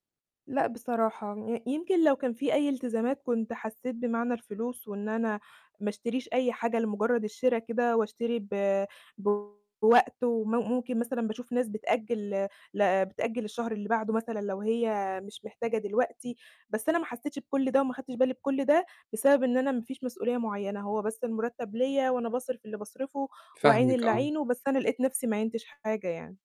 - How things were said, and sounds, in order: distorted speech
- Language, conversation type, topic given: Arabic, advice, إزاي أفرق بين اللي أنا عايزه بجد وبين اللي ضروري؟